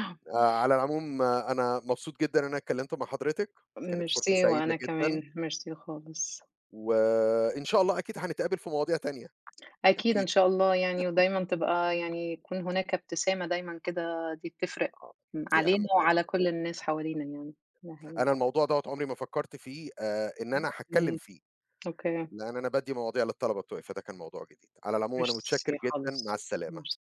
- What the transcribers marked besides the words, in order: other background noise; tapping; chuckle
- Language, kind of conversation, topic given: Arabic, unstructured, إيه الحاجة اللي بتخليك تحس بالسعادة فورًا؟